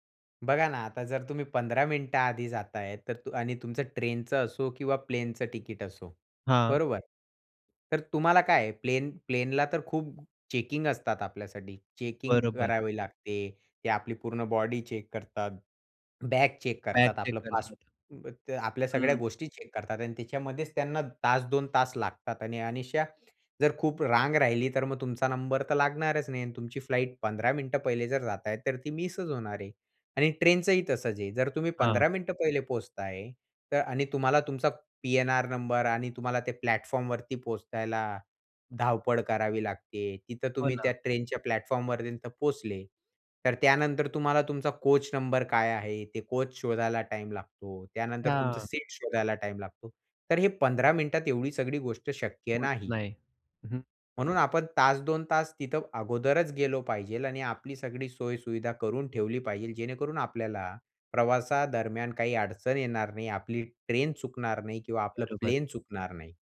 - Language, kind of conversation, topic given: Marathi, podcast, तुम्ही कधी फ्लाइट किंवा ट्रेन चुकवली आहे का, आणि तो अनुभव सांगू शकाल का?
- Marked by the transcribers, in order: in English: "चेक"; swallow; in English: "चेक"; in English: "चेक"; in English: "चेक"; "अनिष्या" said as "अनायसे"; in English: "फ्लाइट"; "पोहोचायला" said as "पोहोचतायला"; "पर्यन्त" said as "वऱ्यन्त"; tapping; other background noise